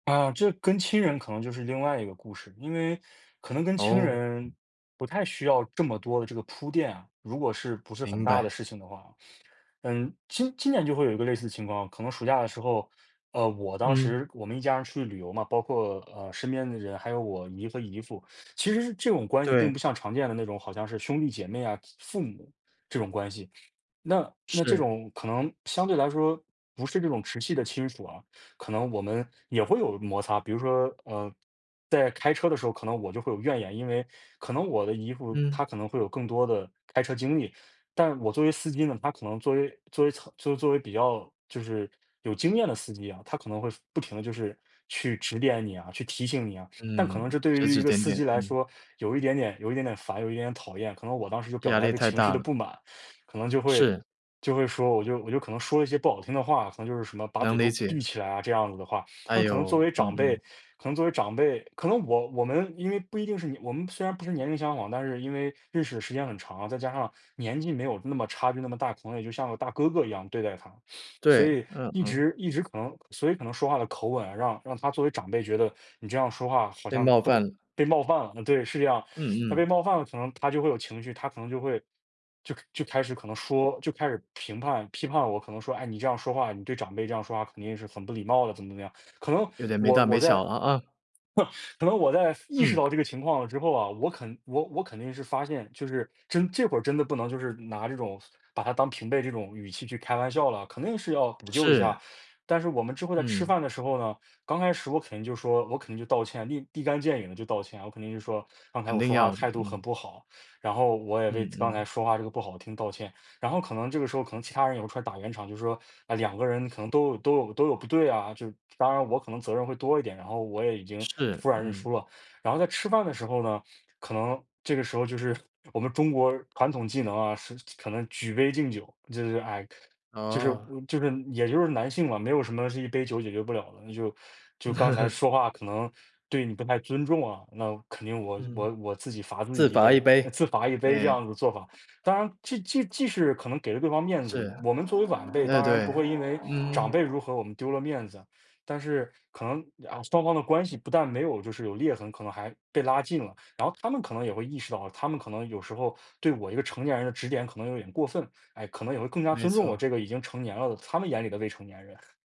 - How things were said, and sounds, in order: other background noise; sniff; sniff; sniff; teeth sucking; teeth sucking; chuckle; other street noise; chuckle
- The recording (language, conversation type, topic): Chinese, podcast, 你如何通过真诚道歉来重建彼此的信任？